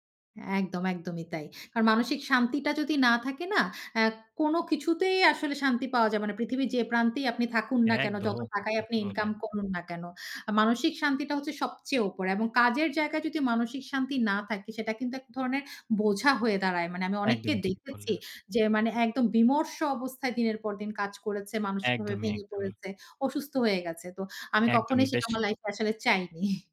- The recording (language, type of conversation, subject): Bengali, podcast, আপনি বেতন আর কাজের তৃপ্তির মধ্যে কোনটাকে বেশি গুরুত্ব দেন?
- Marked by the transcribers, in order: tapping; laughing while speaking: "চাইনি"